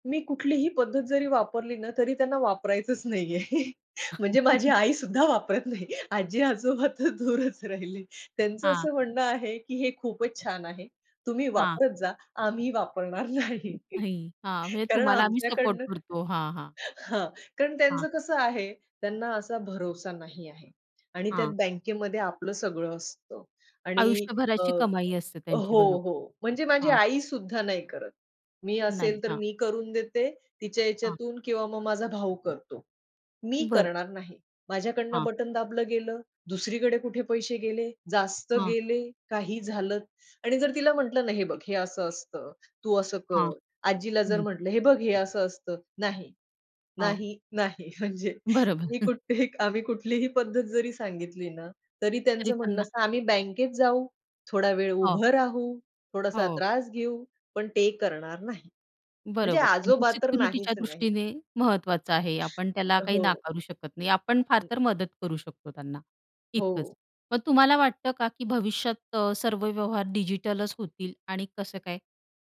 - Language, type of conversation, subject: Marathi, podcast, तुम्ही ऑनलाइन देयके आणि यूपीआय वापरणे कसे शिकलात, आणि नवशिक्यांसाठी काही टिप्स आहेत का?
- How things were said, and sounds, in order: laughing while speaking: "वापरायचंच नाहीये. म्हणजे माझी आईसुद्धा वापरत नाहीये. आजी-आजोबा तर दूरच राहिले"; other noise; chuckle; laughing while speaking: "वापरणार नाही. कारण आमच्याकडनं"; other background noise; chuckle; tapping; laughing while speaking: "बरोबर"; chuckle; laughing while speaking: "म्हणजे मी कुठलीही आम्ही कुठलीही"; chuckle